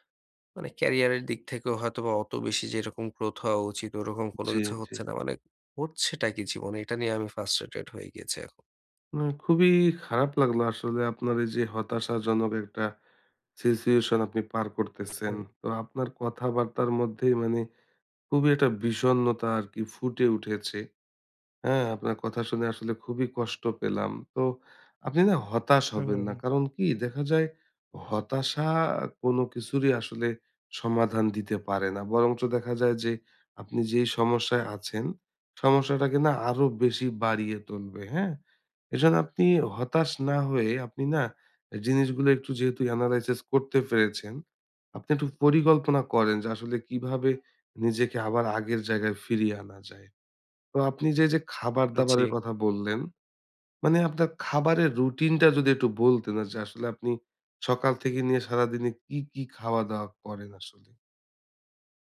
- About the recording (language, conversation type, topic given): Bengali, advice, নিজের শরীর বা চেহারা নিয়ে আত্মসম্মান কমে যাওয়া
- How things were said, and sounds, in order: tapping; in English: "situation"; "এজন্য" said as "এজন"; in English: "analysis"